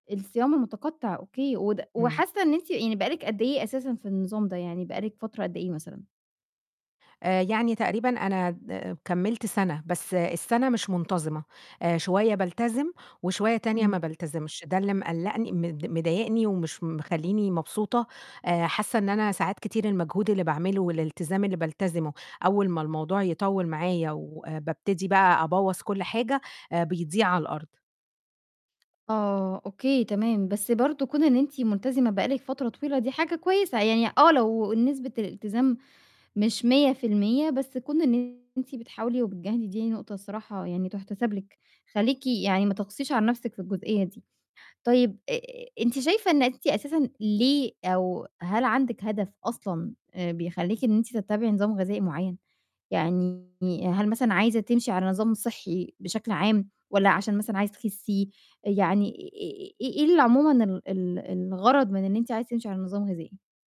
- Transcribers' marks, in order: tapping; distorted speech
- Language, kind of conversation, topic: Arabic, advice, إيه اللي بيصعّب عليك إنك تلتزم بنظام أكل صحي لفترة طويلة؟